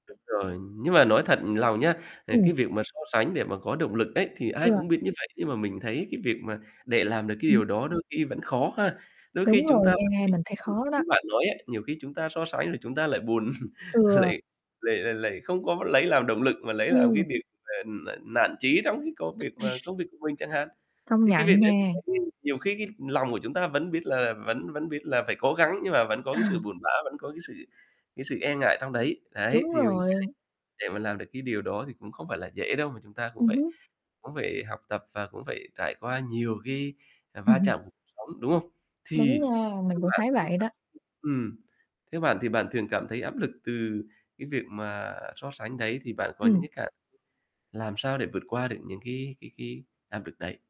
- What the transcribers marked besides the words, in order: distorted speech; other background noise; chuckle; laughing while speaking: "lại"; tapping; chuckle; chuckle; unintelligible speech
- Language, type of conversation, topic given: Vietnamese, unstructured, Bạn có khi nào cảm thấy bị áp lực từ người khác không?